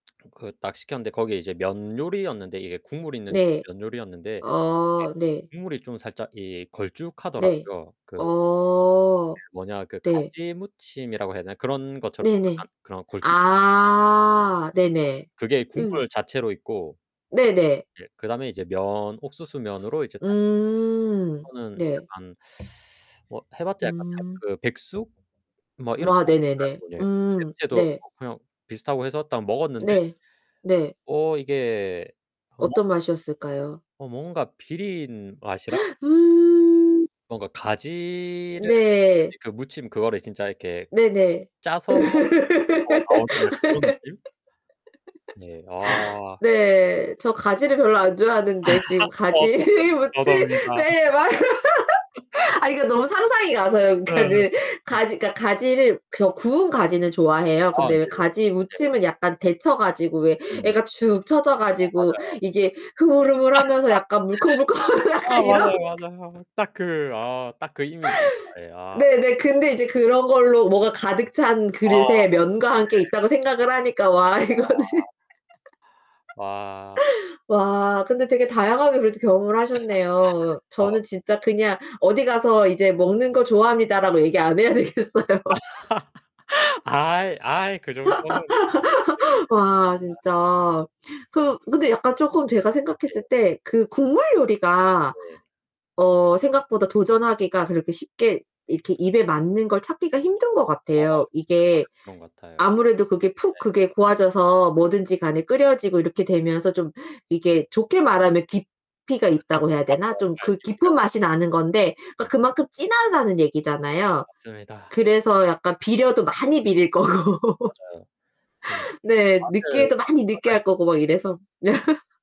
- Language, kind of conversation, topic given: Korean, unstructured, 새로운 음식을 먹어본 적이 있나요?
- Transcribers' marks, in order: lip smack; distorted speech; other background noise; tapping; unintelligible speech; gasp; laugh; laughing while speaking: "가지 무침에 막"; laugh; laughing while speaking: "저도, 저도입니다"; laughing while speaking: "그니까는"; laugh; laugh; laughing while speaking: "물컹물컹하고 약간 이런"; laughing while speaking: "아, 맞아요, 맞아요"; laughing while speaking: "와 이거는"; laugh; laugh; laughing while speaking: "안 해야 되겠어요"; laugh; laugh; unintelligible speech; laugh; unintelligible speech; laughing while speaking: "거고"; laugh; laugh